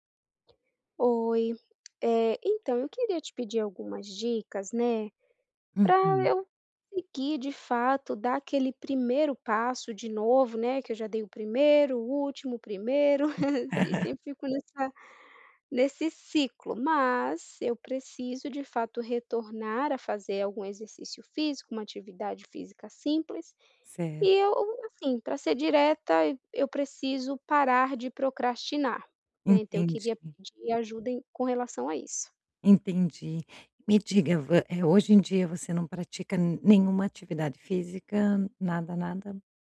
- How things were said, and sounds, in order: tapping; chuckle
- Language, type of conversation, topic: Portuguese, advice, Por que eu sempre adio começar a praticar atividade física?